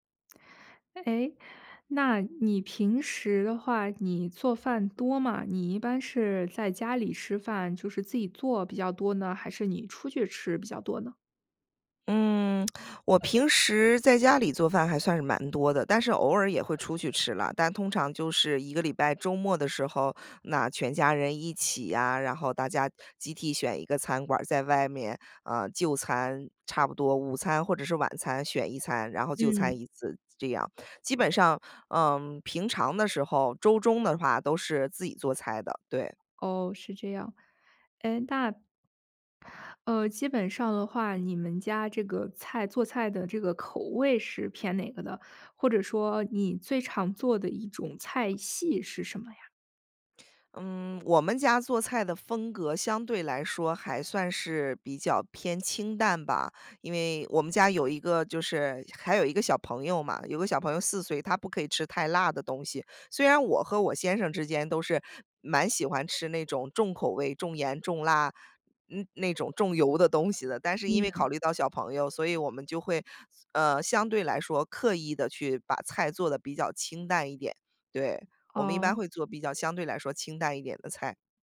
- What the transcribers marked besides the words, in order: lip smack
- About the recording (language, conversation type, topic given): Chinese, podcast, 你最拿手的一道家常菜是什么？